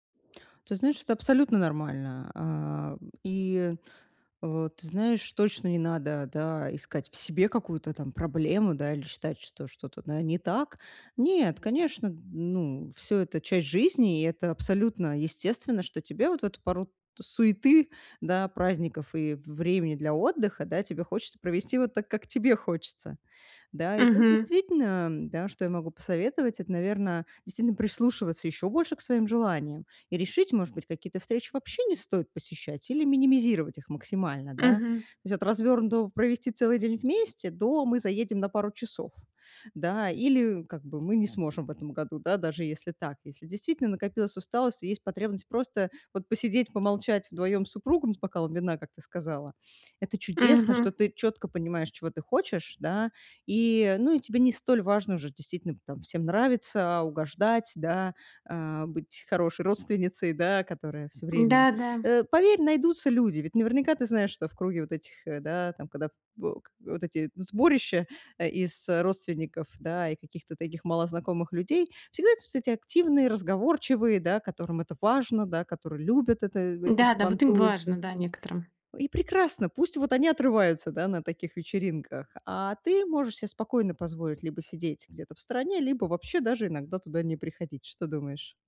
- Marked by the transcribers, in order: other noise
- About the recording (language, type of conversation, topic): Russian, advice, Почему я чувствую себя изолированным на вечеринках и встречах?